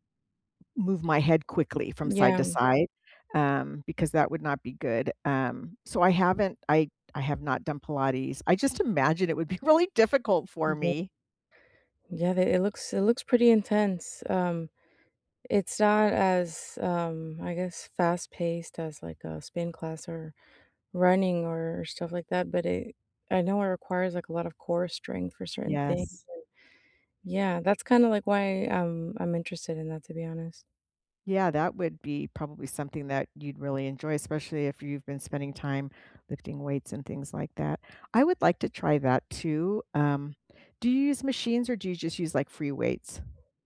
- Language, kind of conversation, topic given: English, unstructured, What is the most rewarding part of staying physically active?
- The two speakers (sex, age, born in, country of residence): female, 35-39, Mexico, United States; female, 60-64, United States, United States
- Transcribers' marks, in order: tapping; other background noise; laughing while speaking: "really"